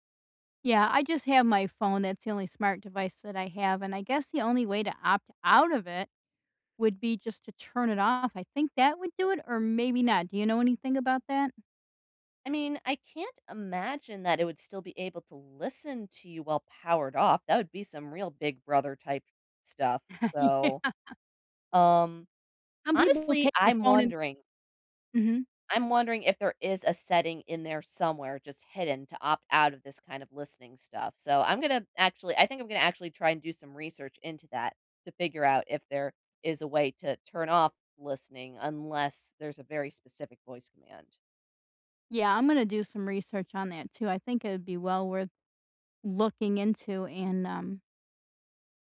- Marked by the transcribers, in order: laughing while speaking: "Yeah"
- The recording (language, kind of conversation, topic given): English, unstructured, Should I be worried about companies selling my data to advertisers?